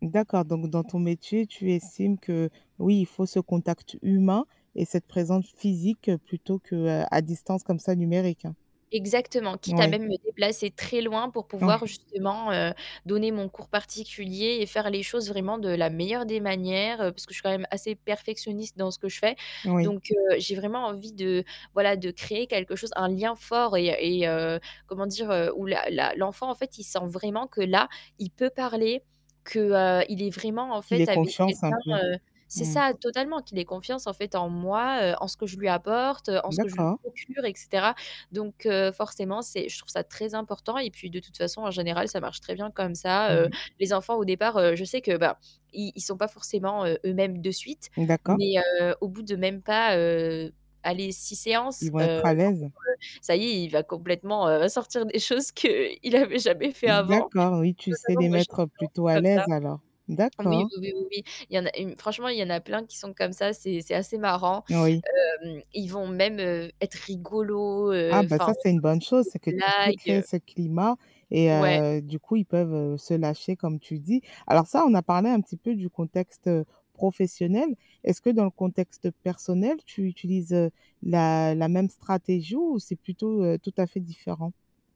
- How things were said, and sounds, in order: static; distorted speech; other background noise; tapping; laughing while speaking: "qu'il avait jamais faits avant"; unintelligible speech
- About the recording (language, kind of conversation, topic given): French, podcast, Comment crées-tu rapidement un climat de confiance ?